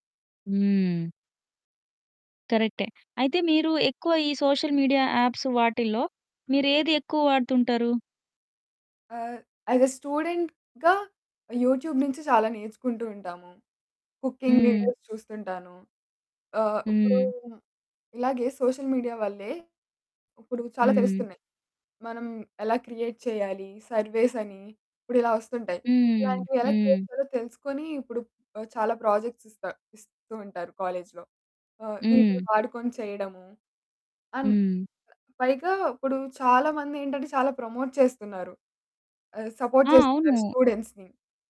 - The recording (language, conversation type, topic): Telugu, podcast, సోషల్ మీడియా మీ రోజువారీ జీవితం మీద ఎలా ప్రభావం చూపింది?
- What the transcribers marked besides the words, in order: in English: "సోషల్ మీడియా యాప్స్"; in English: "యాస్ ఎ స్టూడెంట్‌గా యూట్యూబ్"; static; in English: "కుకింగ్ వీడియోస్"; tapping; in English: "సోషల్ మీడియా"; in English: "క్రియేట్"; in English: "సర్వేస్"; in English: "క్రియేట్"; in English: "ప్రాజెక్ట్స్"; in English: "కాలేజ్‌లో"; in English: "ప్రమోట్"; in English: "సపోర్ట్"; in English: "స్టూడెంట్స్‌ని"